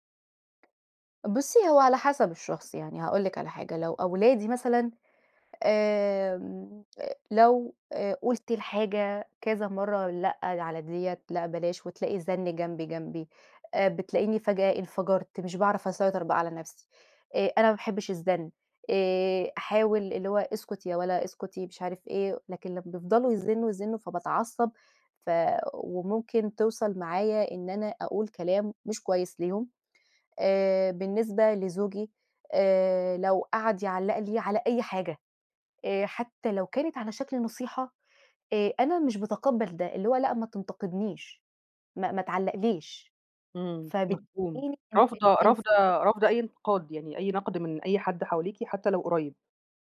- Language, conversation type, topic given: Arabic, advice, ازاي نوبات الغضب اللي بتطلع مني من غير تفكير بتبوّظ علاقتي بالناس؟
- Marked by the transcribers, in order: tapping; unintelligible speech